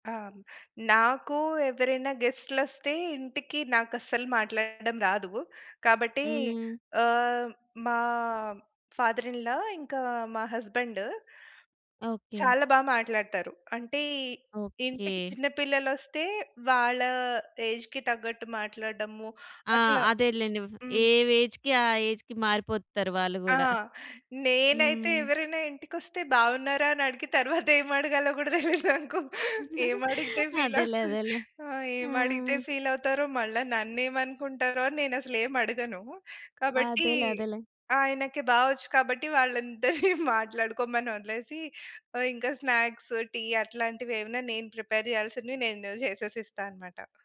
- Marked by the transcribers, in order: in English: "గెస్ట్‌లొ‌స్తే"; in English: "ఫాదర్ ఇన్ లా"; in English: "హస్బెండ్"; in English: "ఏజ్‌కి"; in English: "వేజ్‌కి"; in English: "ఏజ్‌కి"; laughing while speaking: "ఏమడగాలో కూడా తెలియదు నాకు"; chuckle; in English: "ఫీల్"; in English: "ఫీల్"; chuckle; in English: "స్నాక్స్"; in English: "ప్రిపేర్"; other background noise
- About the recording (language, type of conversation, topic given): Telugu, podcast, అందరూ కలిసి పనులను కేటాయించుకోవడానికి మీరు ఎలా చర్చిస్తారు?